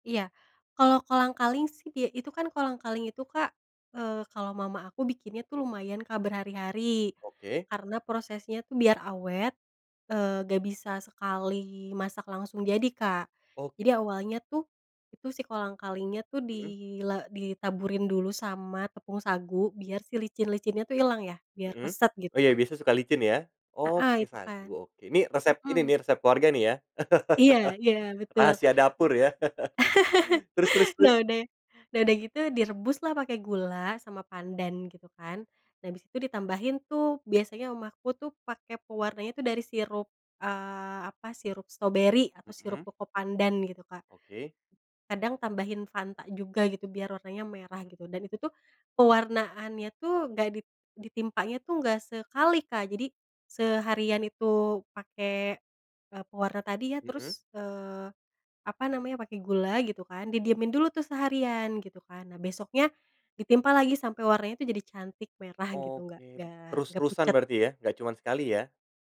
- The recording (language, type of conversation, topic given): Indonesian, podcast, Ada resep warisan keluarga yang pernah kamu pelajari?
- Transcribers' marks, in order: laugh; other noise; laugh; chuckle; "stroberi" said as "stoberi"; tapping